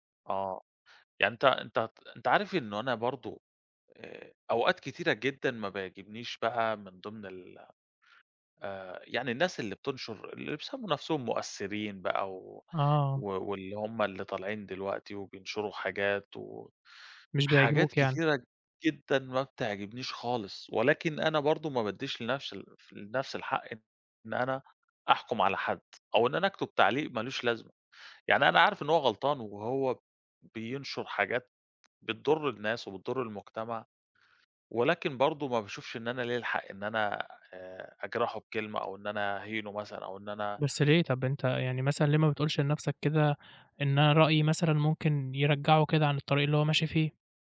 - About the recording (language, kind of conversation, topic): Arabic, podcast, إزاي بتتعامل مع التعليقات السلبية على الإنترنت؟
- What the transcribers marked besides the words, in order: none